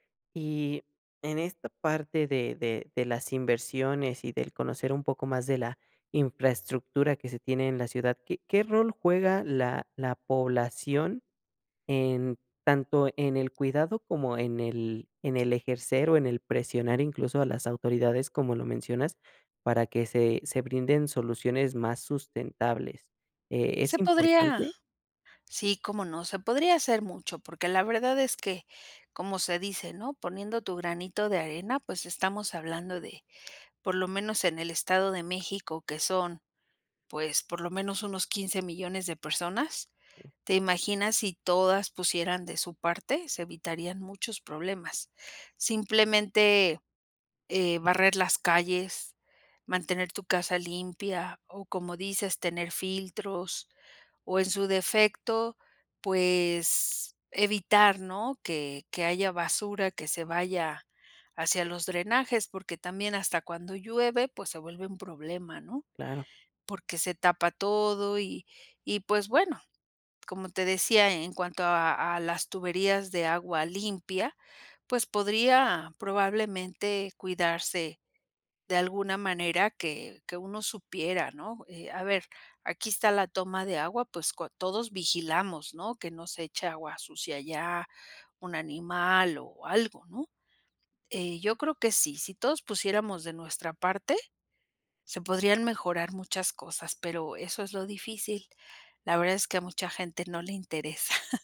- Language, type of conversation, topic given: Spanish, podcast, ¿Qué consejos darías para ahorrar agua en casa?
- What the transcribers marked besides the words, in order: other noise; chuckle